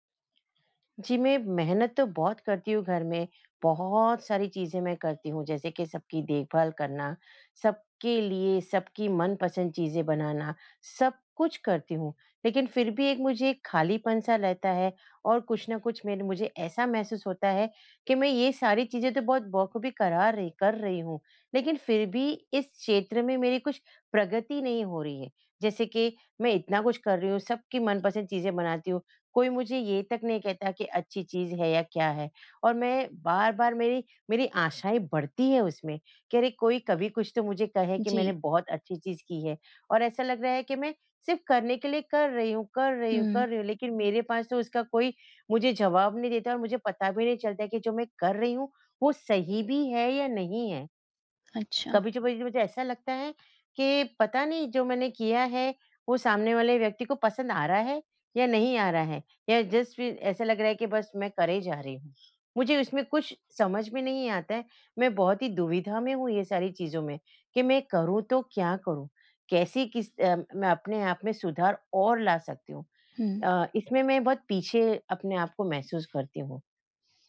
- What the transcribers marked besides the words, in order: unintelligible speech; in English: "जस्ट"
- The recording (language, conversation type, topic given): Hindi, advice, जब प्रगति बहुत धीमी लगे, तो मैं प्रेरित कैसे रहूँ और चोट से कैसे बचूँ?
- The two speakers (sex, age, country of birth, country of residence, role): female, 20-24, India, India, advisor; female, 50-54, India, India, user